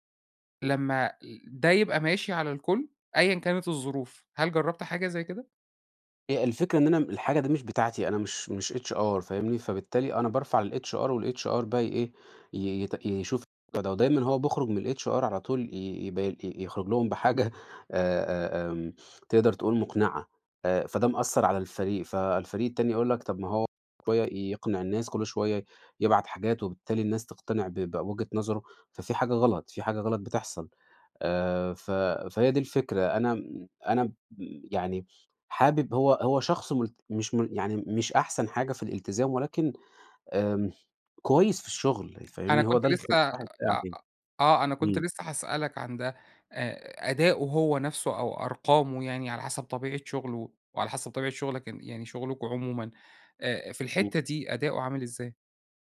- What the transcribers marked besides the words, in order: in English: "HR"; in English: "للHR والHR"; in English: "الHR"; laughing while speaking: "بحاجة"; tapping
- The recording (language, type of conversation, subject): Arabic, advice, إزاي أواجه موظف مش ملتزم وده بيأثر على أداء الفريق؟